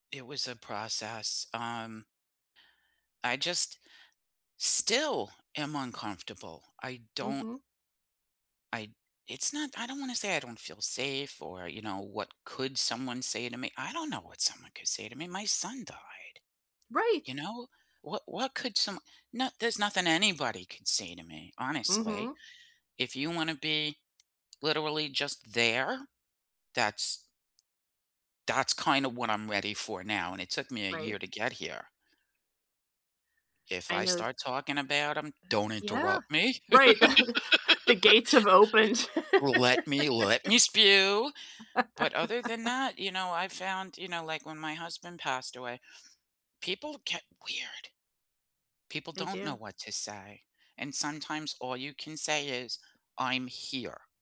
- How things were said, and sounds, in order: stressed: "still"; tapping; other background noise; laugh; laughing while speaking: "the"; laugh; laugh; put-on voice: "weird"
- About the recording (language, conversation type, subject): English, unstructured, How do you talk about death in everyday life in a way that helps you feel more connected?
- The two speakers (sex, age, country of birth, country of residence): female, 60-64, United States, United States; female, 60-64, United States, United States